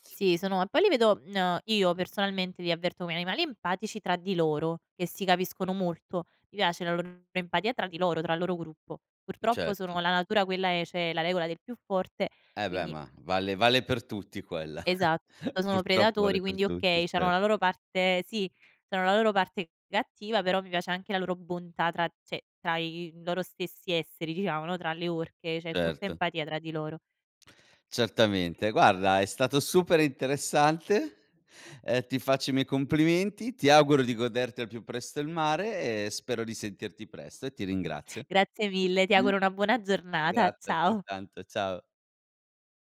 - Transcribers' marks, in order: "come" said as "ome"; tapping; chuckle; "cioè" said as "ceh"; giggle; laughing while speaking: "ciao"
- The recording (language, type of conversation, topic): Italian, podcast, Qual è un luogo naturale che ti ha davvero emozionato?